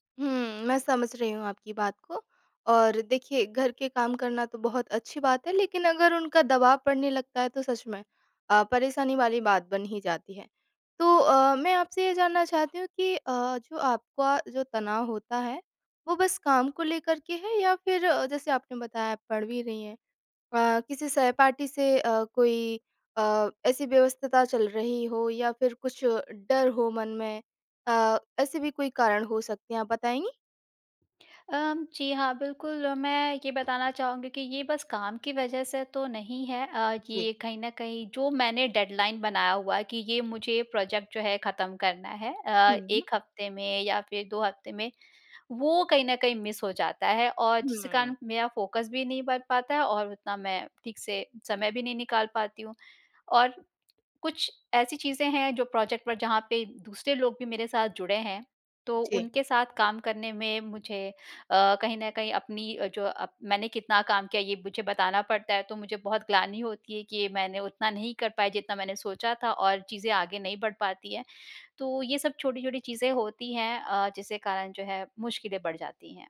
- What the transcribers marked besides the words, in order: in English: "डेडलाइन"; in English: "प्रोजेक्ट"; in English: "मिस"; in English: "फ़ोकस"; in English: "प्रोजेक्ट"
- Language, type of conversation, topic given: Hindi, advice, काम के तनाव के कारण मुझे रातभर चिंता रहती है और नींद नहीं आती, क्या करूँ?